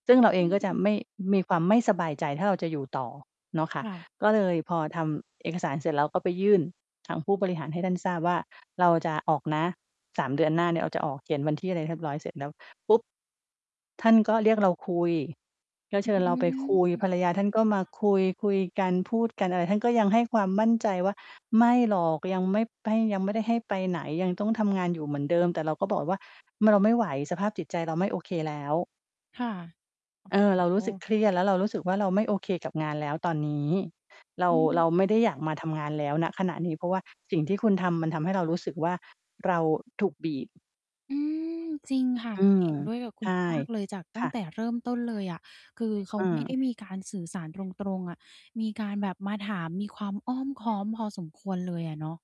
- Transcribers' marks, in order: static; distorted speech; mechanical hum; other background noise
- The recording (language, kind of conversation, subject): Thai, podcast, มีสัญญาณอะไรบ้างที่บอกว่าถึงเวลาควรเปลี่ยนงานแล้ว?